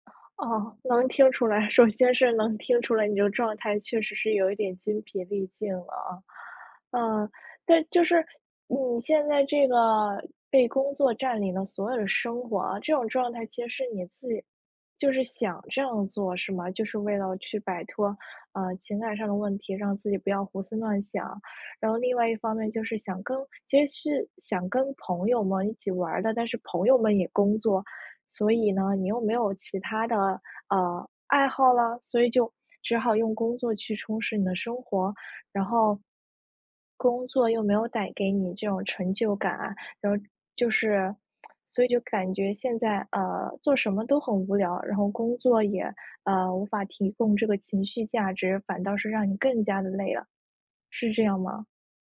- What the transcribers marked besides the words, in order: tsk
- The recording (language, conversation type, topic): Chinese, advice, 休息时间被工作侵占让你感到精疲力尽吗？